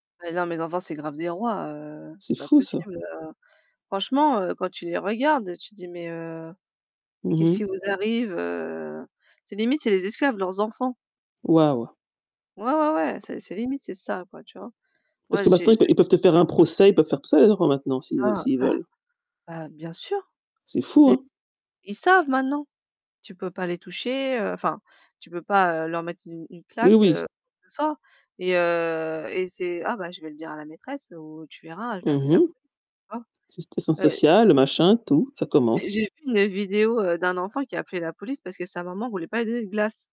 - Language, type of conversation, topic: French, unstructured, Qu’est-ce qui t’énerve quand les gens parlent trop du bon vieux temps ?
- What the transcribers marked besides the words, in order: distorted speech; tapping; unintelligible speech; unintelligible speech